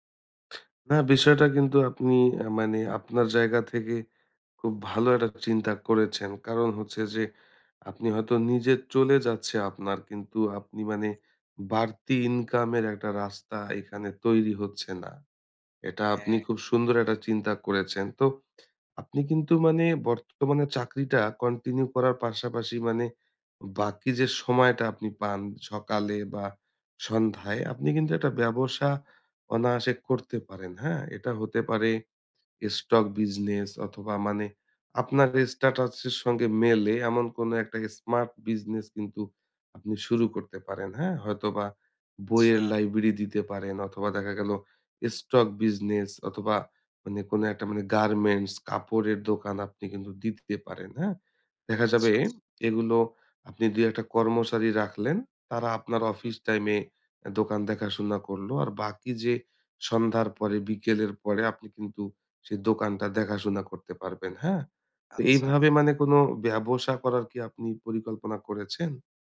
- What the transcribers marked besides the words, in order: inhale; inhale; in English: "কন্টিনিউ"; in English: "স্টক বিজনেস"; in English: "স্ট্যাটাস"; in English: "স্মার্ট বিজনেস"; in English: "স্টক বিজনেস"
- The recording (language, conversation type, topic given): Bengali, advice, নিরাপদ চাকরি নাকি অর্থপূর্ণ ঝুঁকি—দ্বিধায় আছি